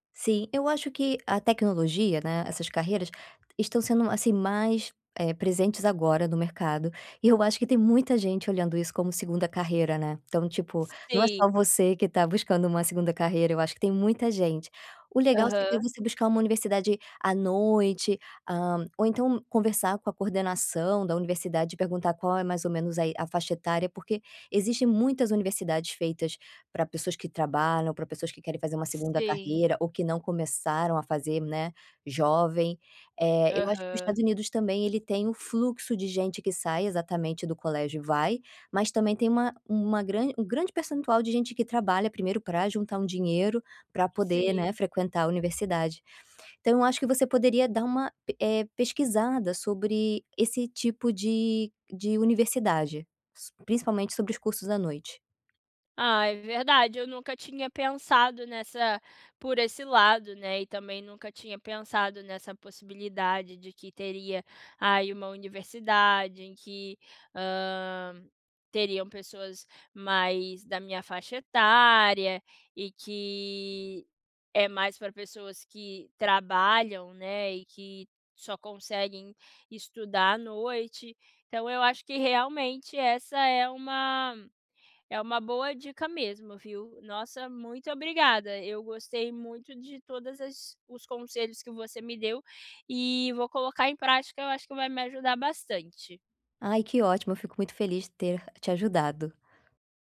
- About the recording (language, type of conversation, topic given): Portuguese, advice, Como posso retomar projetos que deixei incompletos?
- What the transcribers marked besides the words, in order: tapping